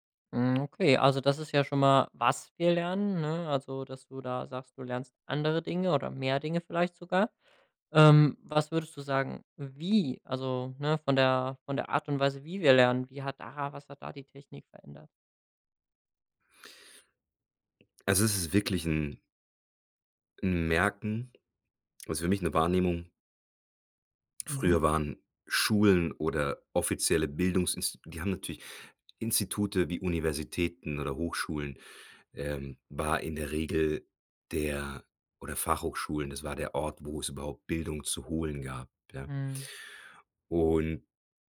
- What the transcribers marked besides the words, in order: stressed: "was"
- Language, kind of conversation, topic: German, podcast, Wie nutzt du Technik fürs lebenslange Lernen?